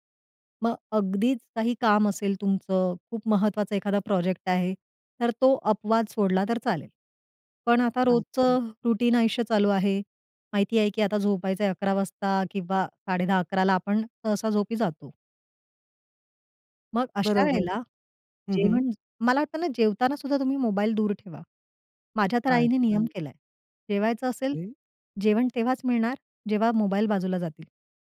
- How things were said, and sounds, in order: in English: "रूटीन"; other noise; other background noise; unintelligible speech
- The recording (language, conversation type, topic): Marathi, podcast, रात्री शांत झोपेसाठी तुमची दिनचर्या काय आहे?